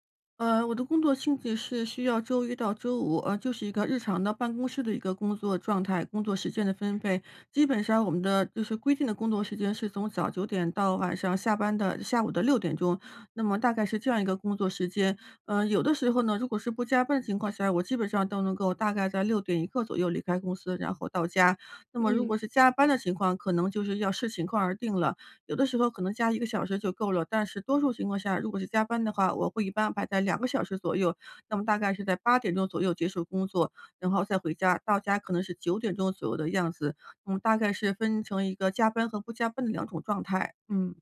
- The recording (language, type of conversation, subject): Chinese, advice, 如何在繁忙的工作中平衡工作与爱好？
- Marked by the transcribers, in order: none